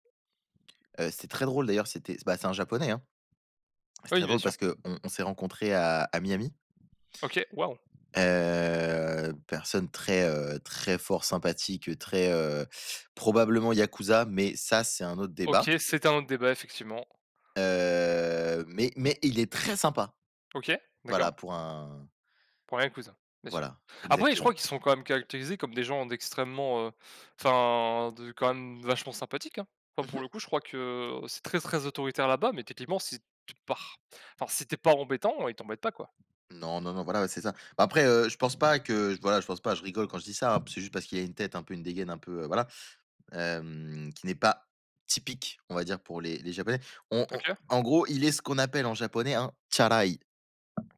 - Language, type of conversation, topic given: French, unstructured, Préférez-vous des vacances relaxantes ou des vacances actives ?
- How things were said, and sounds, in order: tapping; drawn out: "Heu"; drawn out: "Heu"; stressed: "très"; other background noise; put-on voice: "Tsurai"